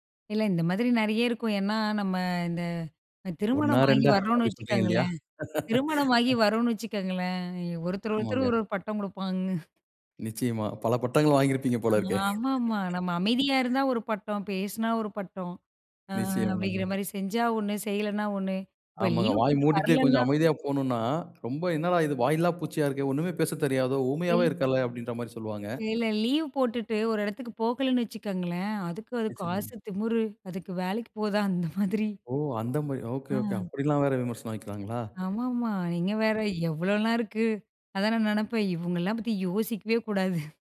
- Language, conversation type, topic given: Tamil, podcast, விமர்சனங்களை நீங்கள் எப்படி எதிர்கொள்கிறீர்கள்?
- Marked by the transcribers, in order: laugh; laugh; other background noise; chuckle; chuckle